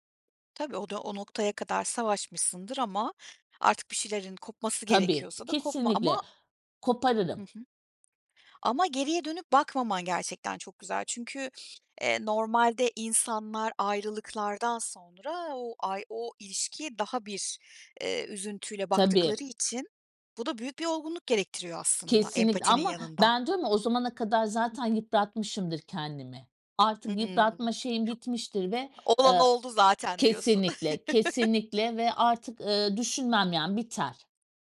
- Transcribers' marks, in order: other background noise; chuckle
- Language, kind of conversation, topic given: Turkish, podcast, Empati kurmayı günlük hayatta pratikte nasıl yapıyorsun, somut bir örnek verebilir misin?